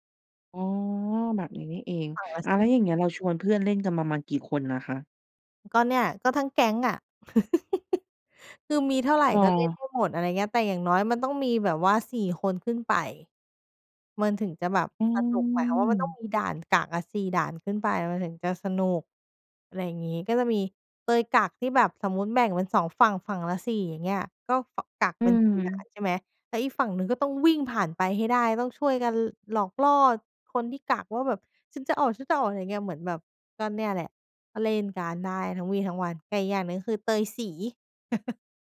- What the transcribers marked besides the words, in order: chuckle; chuckle
- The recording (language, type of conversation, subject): Thai, podcast, คุณชอบเล่นเกมอะไรในสนามเด็กเล่นมากที่สุด?